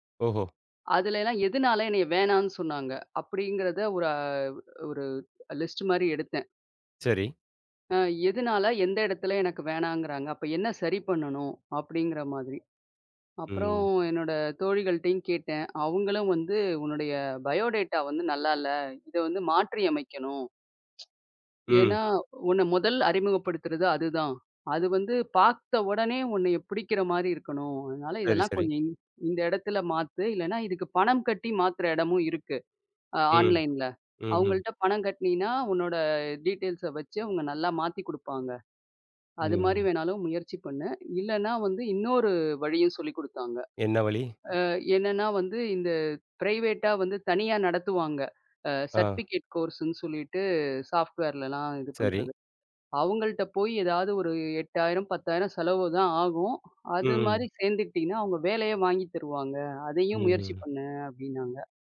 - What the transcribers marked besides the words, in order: other background noise; in English: "லிஸ்ட்"; in English: "பயோடேட்டா"; in English: "ஆன்லைன்ல"; in English: "டீட்டெயில்ஸ"; in English: "ப்ரைவேட்டா"; in English: "சர்டிஃபிக்கேட் கோர்ஸுன்னு"; in English: "சாஃப்ட்வேர்லலாம்"
- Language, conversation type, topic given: Tamil, podcast, உத்வேகம் இல்லாதபோது நீங்கள் உங்களை எப்படி ஊக்கப்படுத்திக் கொள்வீர்கள்?